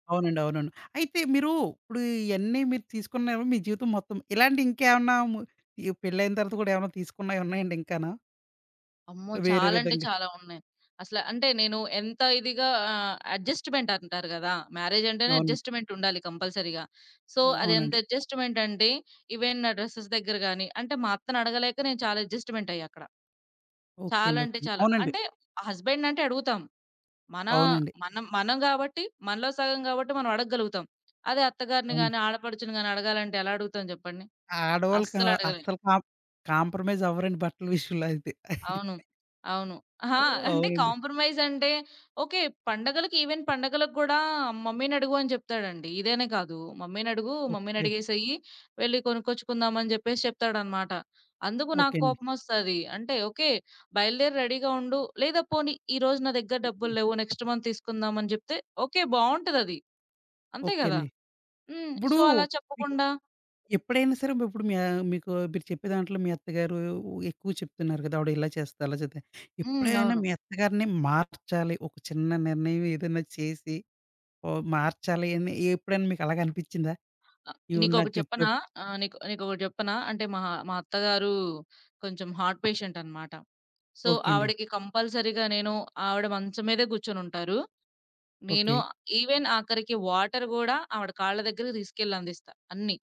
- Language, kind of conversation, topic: Telugu, podcast, ఒక చిన్న నిర్ణయం మీ జీవితాన్ని ఎలా మార్చిందో వివరించగలరా?
- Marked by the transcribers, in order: other background noise; in English: "కంపల్సరీగా. సో"; in English: "ఈవెన్"; in English: "డ్రస్సెస్"; in English: "హస్బెండ్‌నంటే"; tapping; chuckle; in English: "ఈవెన్"; in English: "మమ్మీనడుగూ, మమ్మీనడిగేసెయ్యీ"; in English: "రెడీగా"; in English: "నెక్స్ట్ మంత్"; in English: "సో"; in English: "గ్రిప్‌లో"; in English: "హార్ట్"; in English: "సో"; in English: "కంపల్సరీగా"; in English: "ఈవెన్"; in English: "వాటర్"